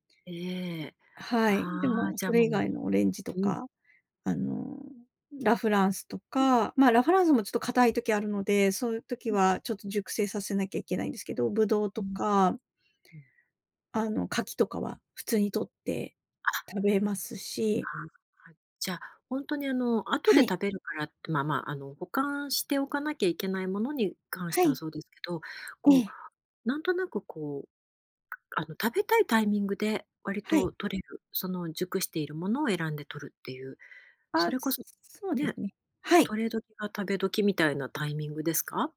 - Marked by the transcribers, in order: other noise; tapping; other background noise
- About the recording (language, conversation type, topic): Japanese, podcast, 食べ物のちょっとした喜びで、あなたが好きなのは何ですか？